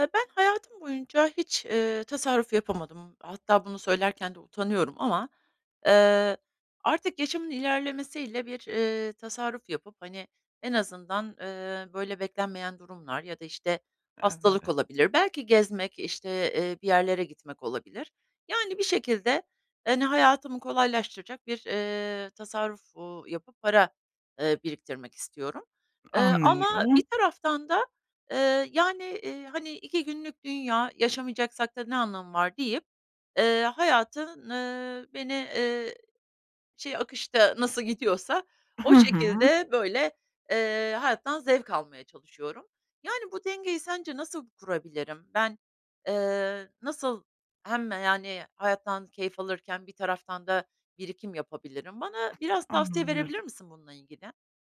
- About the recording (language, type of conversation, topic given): Turkish, advice, Tasarruf yapma isteği ile yaşamdan keyif alma dengesini nasıl kurabilirim?
- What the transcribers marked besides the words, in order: other background noise